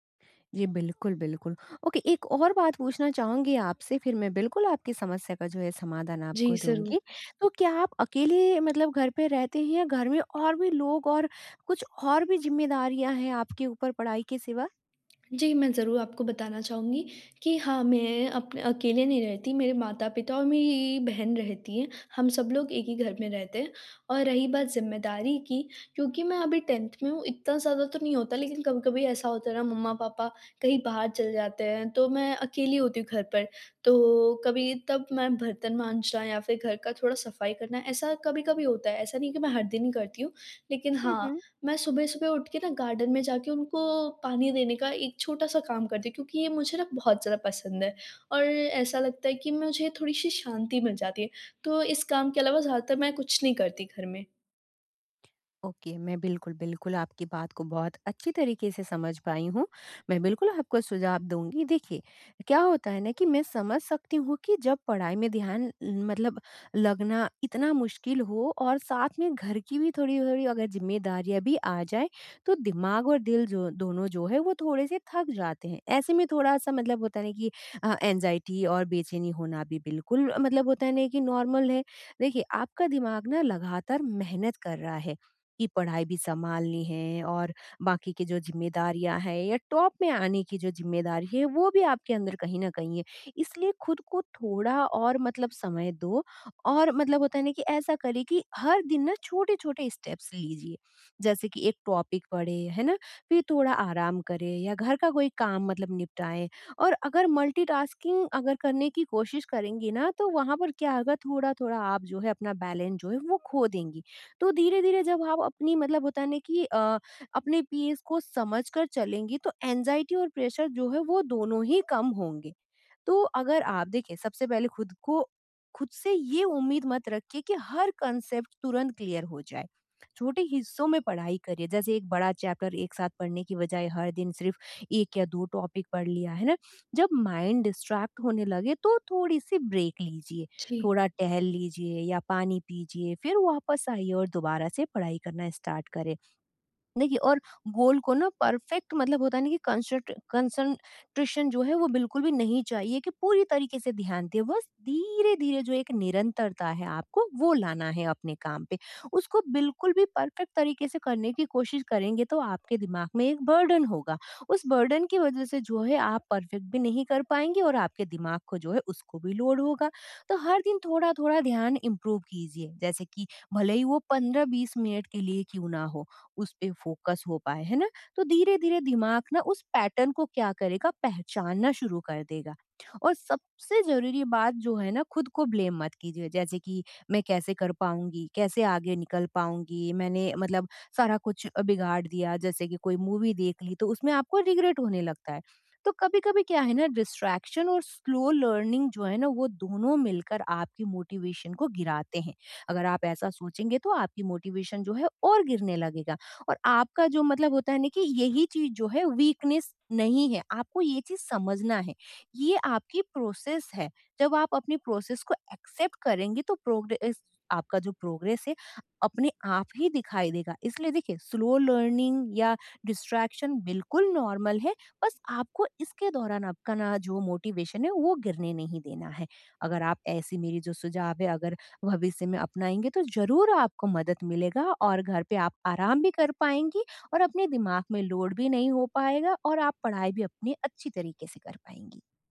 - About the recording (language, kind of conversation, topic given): Hindi, advice, घर पर आराम करते समय बेचैनी और असहजता कम कैसे करूँ?
- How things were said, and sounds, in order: in English: "ओके"; in English: "गार्डन"; in English: "ओके"; in English: "एंग्यज़ायटी"; in English: "नॉर्मल"; in English: "टॉप"; in English: "स्टेप्स"; in English: "टॉपिक"; in English: "मल्टीटास्किंग"; in English: "बैलेंस"; in English: "पीस"; in English: "एंग्यज़ायटी"; in English: "प्रेशर"; in English: "कॉन्सेप्ट"; in English: "क्लियर"; in English: "चैप्टर"; in English: "टॉपिक"; in English: "माइंड डिस्ट्रैक्ट"; in English: "ब्रेक"; in English: "स्टार्ट"; in English: "गोल"; in English: "परफेक्ट"; in English: "कंसंट्रेशन"; in English: "परफेक्ट"; in English: "बर्डन"; in English: "बर्डन"; in English: "परफेक्ट"; in English: "लोड"; in English: "इम्प्रूव"; in English: "फ़ोकस"; in English: "पैटर्न"; in English: "ब्लेम"; in English: "मूवी"; in English: "रिग्रेट"; in English: "डिस्ट्रैक्शन"; in English: "स्लो लर्निंग"; in English: "मोटिवेशन"; in English: "मोटिवेशन"; in English: "वीकनेस"; in English: "प्रोसेस"; in English: "प्रोसेस"; in English: "एक्सेप्ट"; in English: "प्रोग्रेस"; in English: "प्रोग्रेस"; in English: "स्लो लर्निंग"; in English: "डिस्ट्रैक्शन"; in English: "नॉर्मल"; in English: "मोटिवेशन"; in English: "लोड"